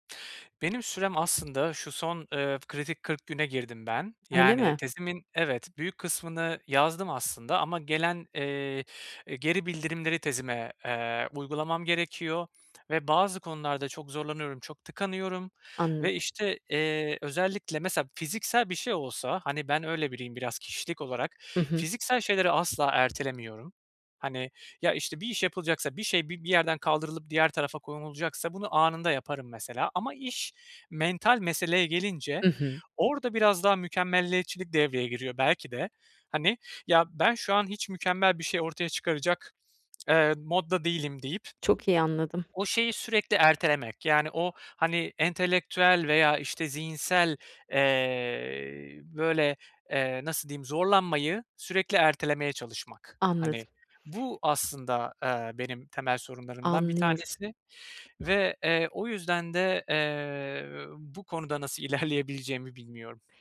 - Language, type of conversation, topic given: Turkish, advice, Erteleme alışkanlığımı nasıl kontrol altına alabilirim?
- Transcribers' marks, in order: other background noise; laughing while speaking: "ilerleyebileceğimi"